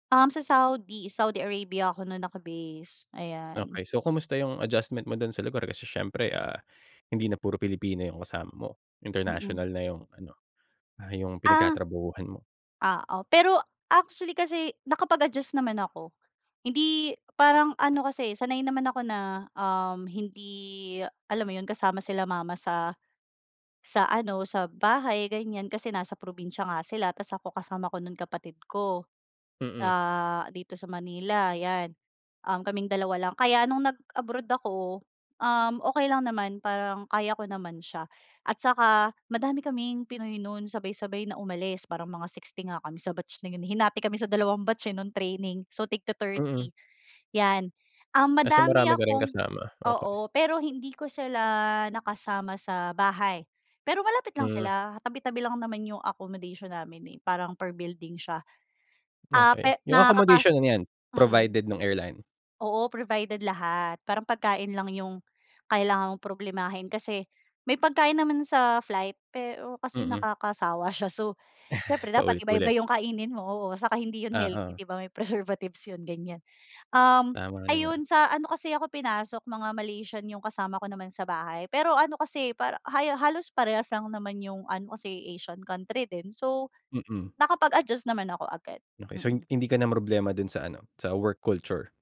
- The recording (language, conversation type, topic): Filipino, podcast, Paano ka nagpasya kung susundin mo ang hilig mo o ang mas mataas na sahod?
- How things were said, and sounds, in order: other background noise; chuckle